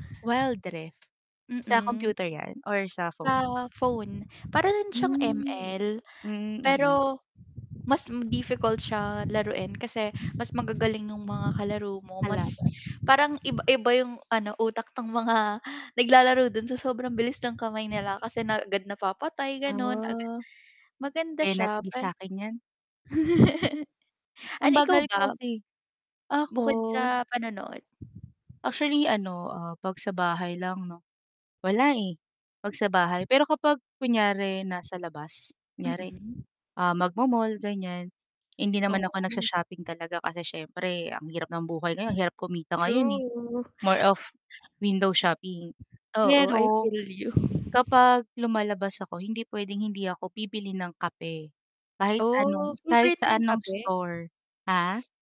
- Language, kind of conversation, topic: Filipino, unstructured, Ano ang hilig mong gawin kapag may libreng oras ka?
- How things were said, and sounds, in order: tapping; static; wind; other background noise; chuckle; mechanical hum; drawn out: "True"; in English: "More of window shopping"; in English: "I feel you"